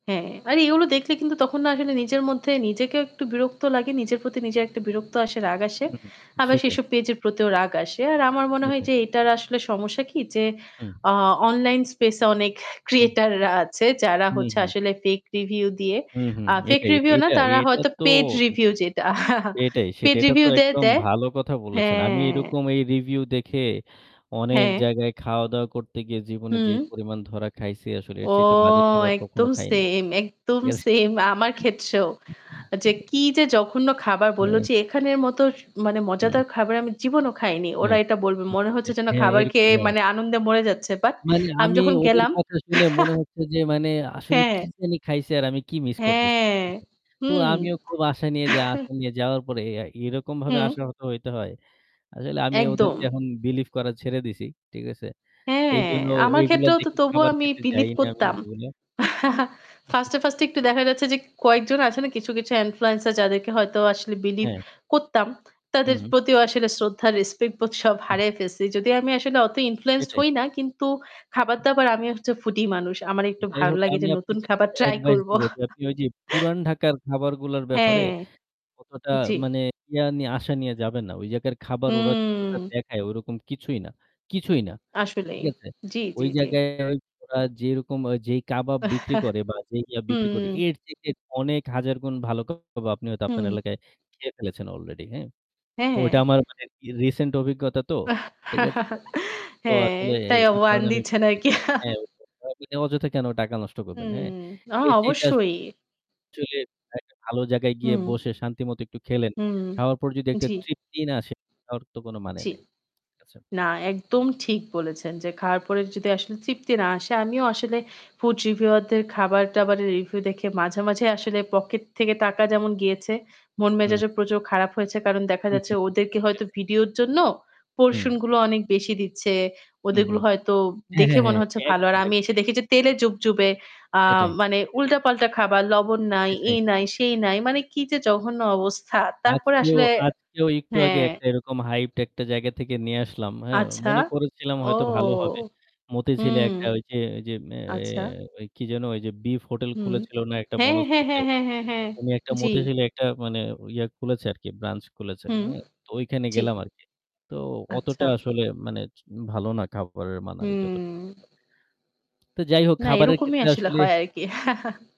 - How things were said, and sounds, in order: static; tapping; other background noise; distorted speech; in English: "online space"; in English: "creator"; in English: "fake review"; in English: "fake review"; in English: "paid review"; chuckle; in English: "paid review"; "দিয়ে" said as "দে"; in English: "review"; chuckle; unintelligible speech; chuckle; in English: "believe"; in English: "believe"; chuckle; in English: "influencer"; in English: "believe"; in English: "respect"; in English: "influenced"; in English: "foodie"; in English: "advice"; chuckle; chuckle; in English: "recent"; chuckle; in English: "warn"; chuckle; in English: "food reviewer"; in English: "review"; in English: "portion"; in English: "hyped"; chuckle
- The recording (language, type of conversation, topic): Bengali, unstructured, অনলাইনে কেনাকাটার সুবিধা ও অসুবিধা কী কী?